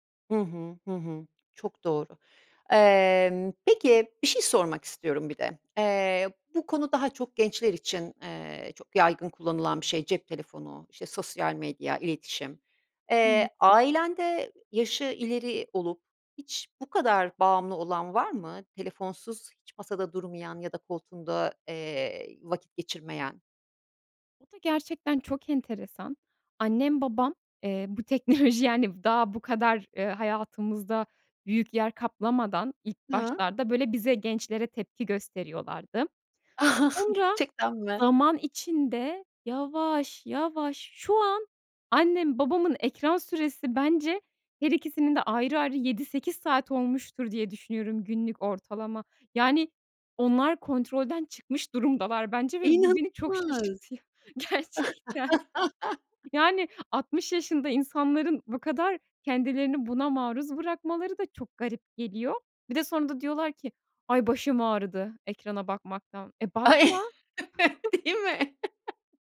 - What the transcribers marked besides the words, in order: other background noise; tapping; laughing while speaking: "teknoloji"; chuckle; surprised: "İnanılmaz"; laughing while speaking: "şaşırtıyor gerçekten"; laugh; laugh; laughing while speaking: "değil mi?"; chuckle; laugh
- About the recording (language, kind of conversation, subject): Turkish, podcast, Telefonu masadan kaldırmak buluşmaları nasıl etkiler, sence?